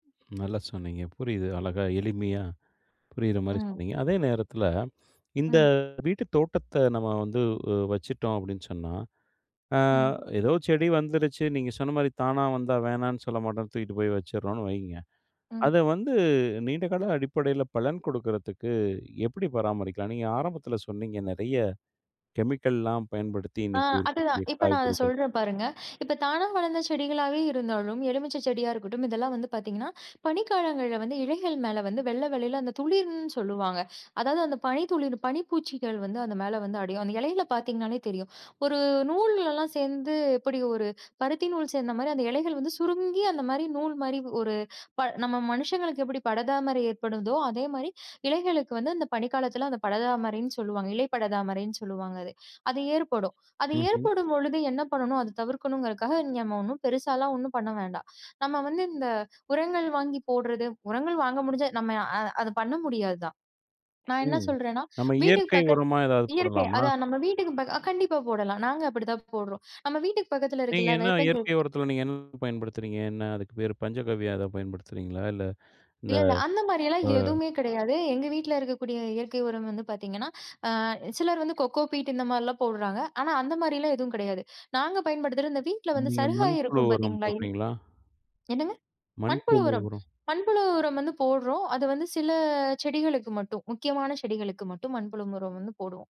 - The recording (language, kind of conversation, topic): Tamil, podcast, ஒரு சிறிய தோட்டத்தை எளிதாக எப்படி தொடங்குவது?
- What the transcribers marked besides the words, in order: other background noise; tapping; other noise; in English: "கோகோ பீட்"; unintelligible speech